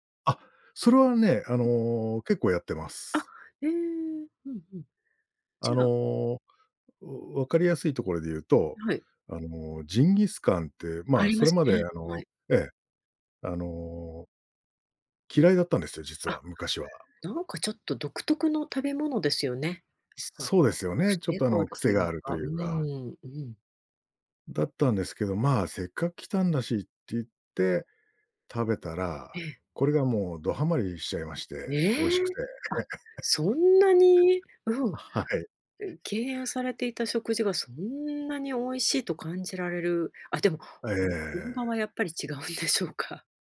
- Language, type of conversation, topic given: Japanese, podcast, 毎年恒例の旅行やお出かけの習慣はありますか？
- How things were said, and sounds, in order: other noise; laugh